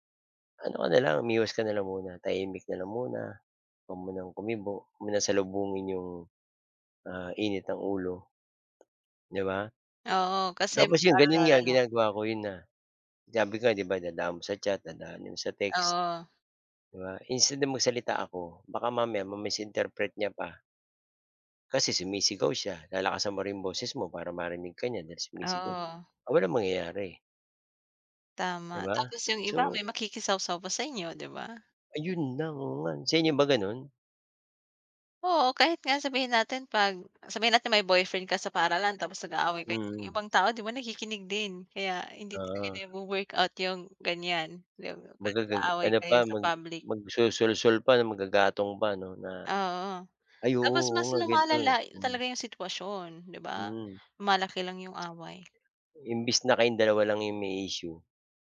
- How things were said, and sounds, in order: other background noise; tapping
- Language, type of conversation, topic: Filipino, unstructured, Ano ang papel ng komunikasyon sa pag-aayos ng sama ng loob?